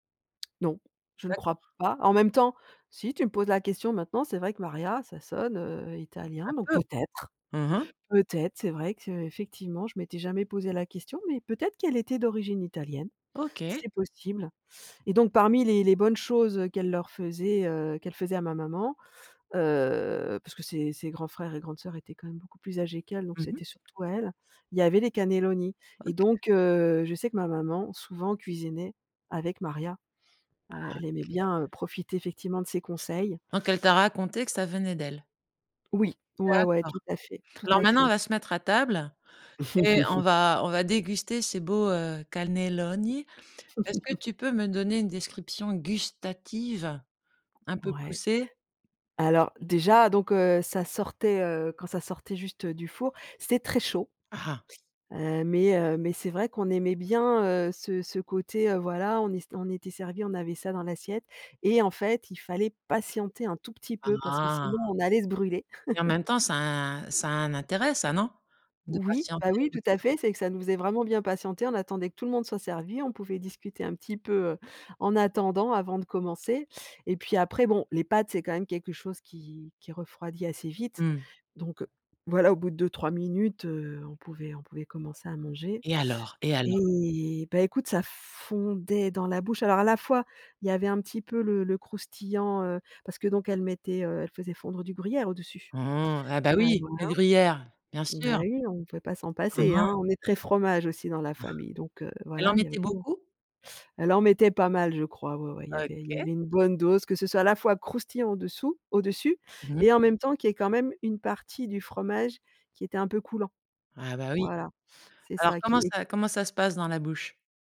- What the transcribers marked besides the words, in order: tapping; chuckle; put-on voice: "cannelloni"; chuckle; stressed: "gustative"; stressed: "patienter"; stressed: "fondait"
- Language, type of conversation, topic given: French, podcast, Quel plat te rappelle le plus ton enfance ?